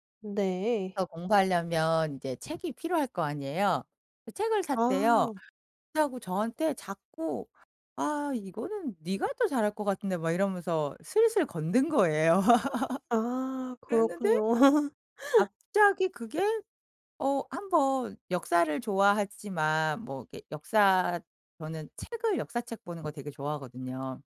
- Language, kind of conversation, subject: Korean, podcast, 돈을 들이지 않고도 오늘 당장 시작할 수 있는 방법이 무엇인가요?
- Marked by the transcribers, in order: laughing while speaking: "거에요"; laugh; tapping; other background noise